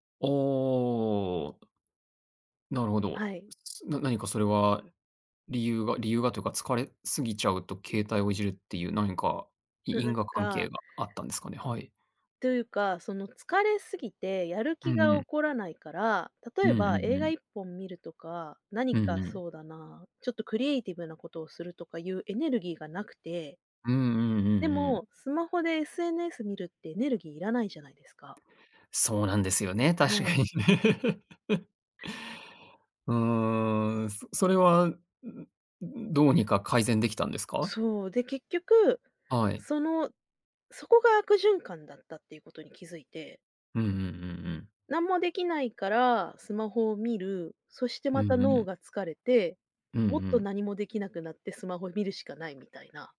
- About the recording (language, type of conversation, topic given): Japanese, podcast, スマホは集中力にどのような影響を与えますか？
- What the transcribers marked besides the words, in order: laugh; other noise